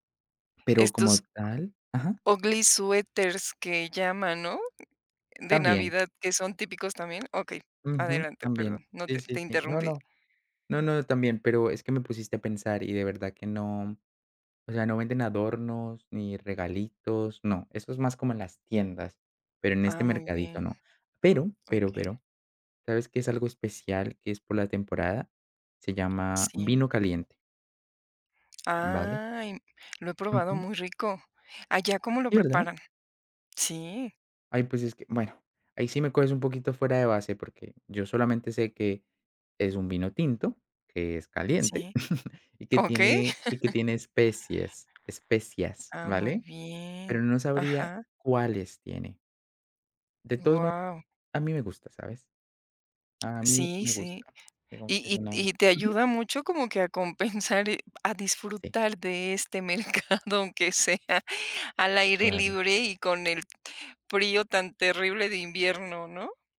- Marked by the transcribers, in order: other background noise; in English: "ugly sweaters"; chuckle; laughing while speaking: "compensar"; laughing while speaking: "melcado, aunque sea"; "mercado" said as "melcado"
- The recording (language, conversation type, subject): Spanish, podcast, ¿Cuál es un mercado local que te encantó y qué lo hacía especial?